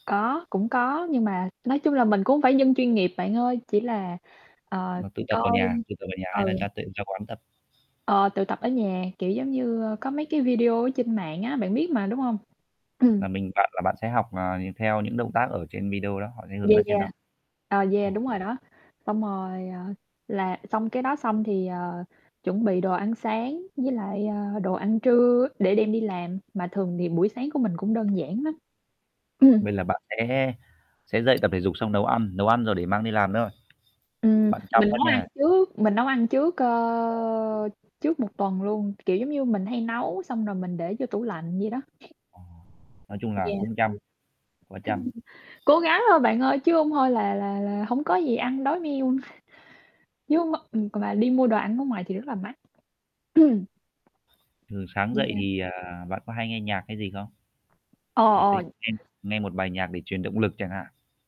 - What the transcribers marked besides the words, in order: static; mechanical hum; tapping; unintelligible speech; other background noise; drawn out: "ơ"; unintelligible speech; chuckle; throat clearing; distorted speech
- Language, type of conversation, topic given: Vietnamese, unstructured, Bạn thường làm gì để tạo động lực cho mình vào mỗi buổi sáng?
- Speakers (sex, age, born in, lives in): female, 25-29, Vietnam, United States; male, 25-29, Vietnam, Vietnam